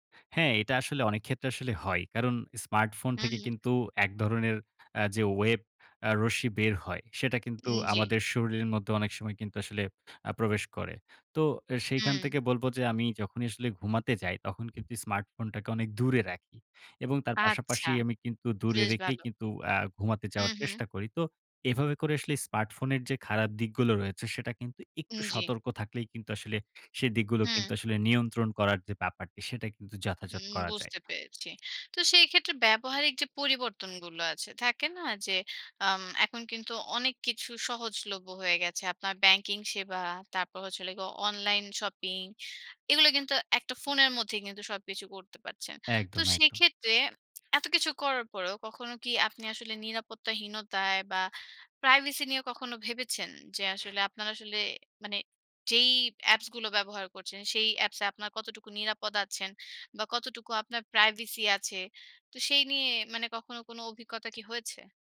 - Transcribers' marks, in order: stressed: "অনেক দূরে"; lip smack; in English: "প্রাইভেসি"
- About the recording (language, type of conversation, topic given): Bengali, podcast, তোমার ফোন জীবনকে কীভাবে বদলে দিয়েছে বলো তো?